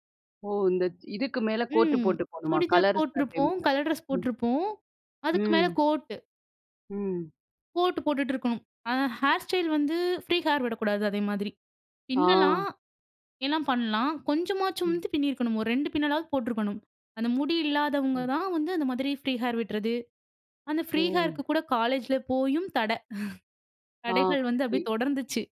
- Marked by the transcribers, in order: in English: "ஃப்ரீ ஹேர்"; in English: "ஃப்ரீ ஹேர்"; in English: "ஃப்ரீ ஹேருக்கு"; chuckle
- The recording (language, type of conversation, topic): Tamil, podcast, பள்ளி மற்றும் கல்லூரி நாட்களில் உங்கள் ஸ்டைல் எப்படி இருந்தது?